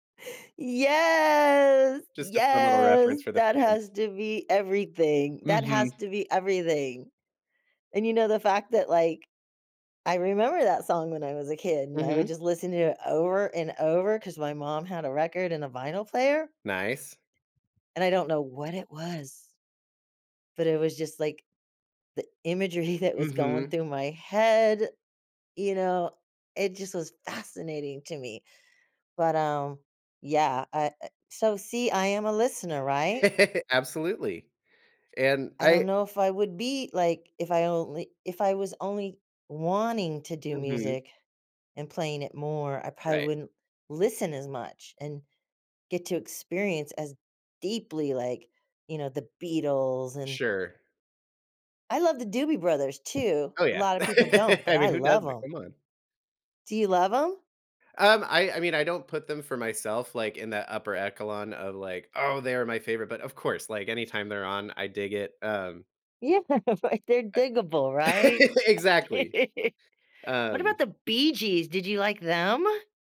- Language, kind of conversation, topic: English, unstructured, Do you enjoy listening to music more or playing an instrument?
- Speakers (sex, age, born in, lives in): female, 60-64, United States, United States; male, 35-39, United States, United States
- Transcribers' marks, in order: drawn out: "Yes"; tapping; laughing while speaking: "imagery"; stressed: "fascinating"; laugh; other background noise; stressed: "deeply"; laugh; "echelon" said as "eckelon"; laughing while speaking: "Yeah"; laugh; chuckle